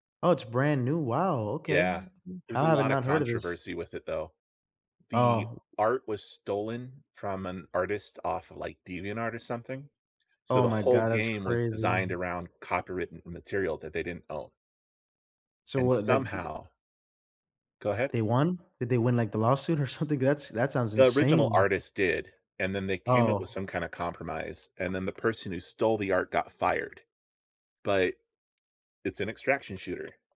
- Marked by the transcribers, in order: other background noise; laughing while speaking: "something?"
- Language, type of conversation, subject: English, unstructured, Which video game stories have stayed with you, and what about them still resonates with you?